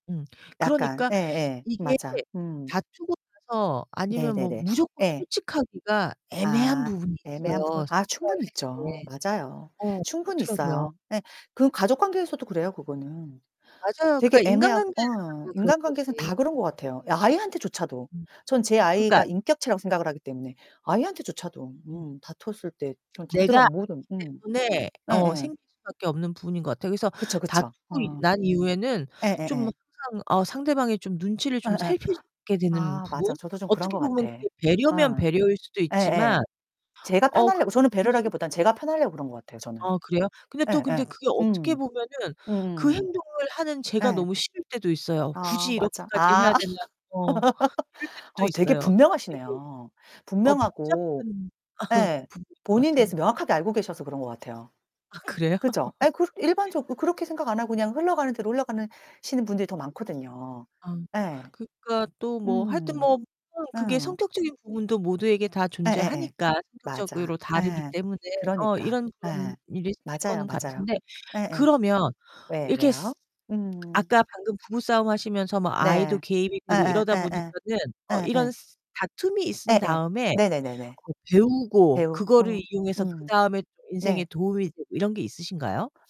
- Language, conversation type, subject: Korean, unstructured, 다툼이 오히려 좋은 추억으로 남은 경험이 있으신가요?
- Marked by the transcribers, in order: distorted speech; unintelligible speech; other background noise; unintelligible speech; laugh; laugh; laughing while speaking: "아 그래요?"; laugh; unintelligible speech; tapping